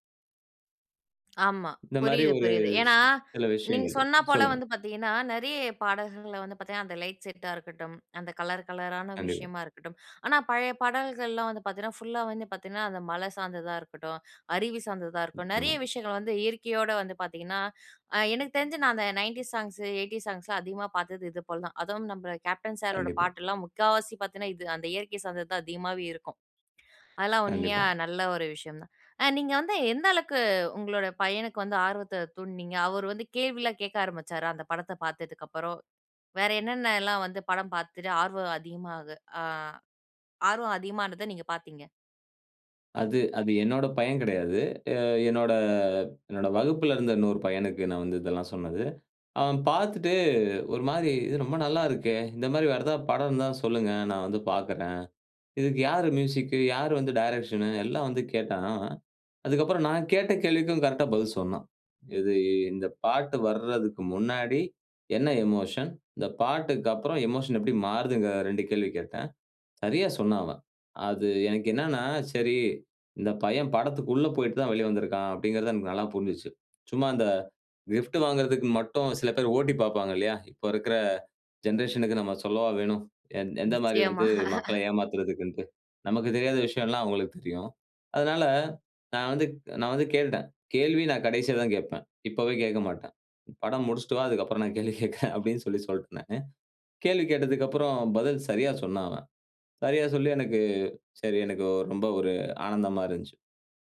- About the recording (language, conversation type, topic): Tamil, podcast, பழைய ஹிட் பாடலுக்கு புதிய கேட்போர்களை எப்படிக் கவர முடியும்?
- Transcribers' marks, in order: in English: "லைட் செட்டா"; in English: "ஃபுல்லா"; in English: "நயன்டீஸ் சாங்ஸ், எய்டீஸ் சாங்ஸ்லாம்"; in English: "டைரக்ஷன்?"; in English: "எமோஷன்?"; in English: "எமோஷன்"; in English: "ஜெனரேஷன்க்கு"; laugh; laughing while speaking: "படம் முடிச்சுட்டு வா, அதுக்கப்புறம் நான் கேள்வி கேட்கிறேன் அப்பிடின்னு சொல்லி சொல்லிட்டேன் நானு"